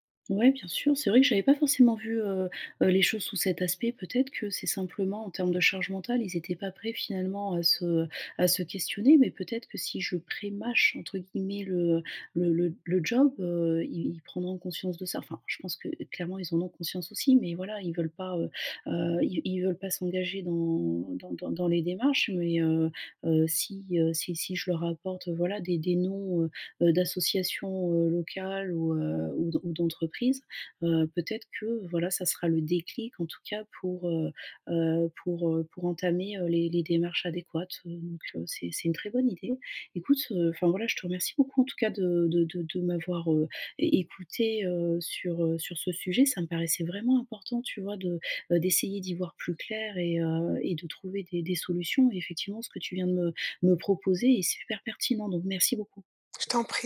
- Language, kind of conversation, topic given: French, advice, Comment puis-je aider un parent âgé sans créer de conflits ?
- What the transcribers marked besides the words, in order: none